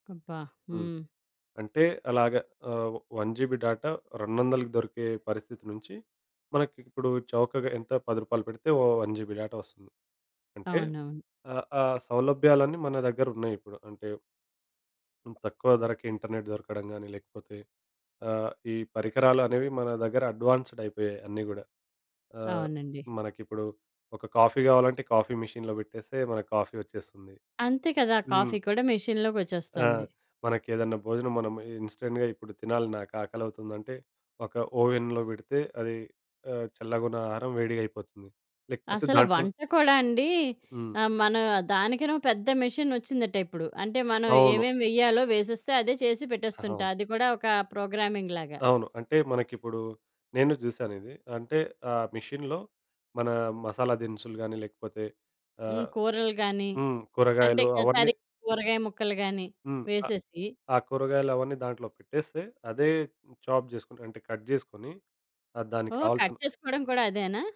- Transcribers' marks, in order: in English: "వన్ జీబీ డాటా"; in English: "వన్ జీబీ డేటా"; in English: "ఇంటర్నెట్"; in English: "అడ్వాన్స్‌డ్"; in English: "మెషీన్‌లో"; in English: "మెషీన్‌లోకొచ్చేస్తుంది"; in English: "ఇన్‌స్టంట్‌గా"; in English: "ఓవెన్‌లో"; in English: "మెషీన్"; in English: "ప్రోగ్రామింగ్"; in English: "మెషీన్‌లో"; in English: "చాప్"; in English: "కట్"; in English: "కట్"
- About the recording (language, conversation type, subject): Telugu, podcast, టెక్నాలజీ లేకపోయినప్పుడు మీరు దారి ఎలా కనుగొన్నారు?